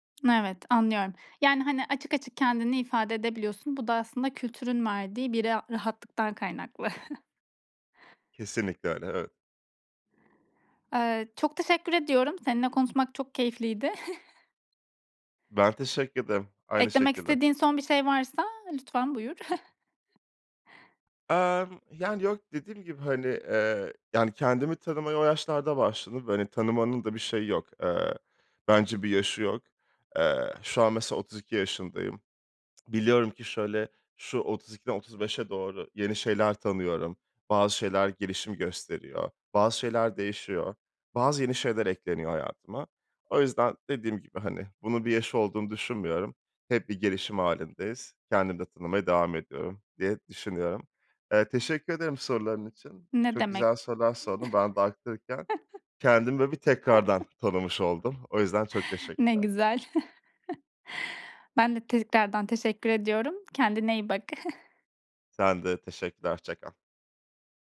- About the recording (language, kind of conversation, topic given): Turkish, podcast, Kendini tanımaya nereden başladın?
- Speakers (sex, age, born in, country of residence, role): female, 30-34, Turkey, Estonia, host; male, 30-34, Turkey, France, guest
- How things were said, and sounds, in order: lip smack; chuckle; other background noise; chuckle; chuckle; tsk; chuckle; chuckle; chuckle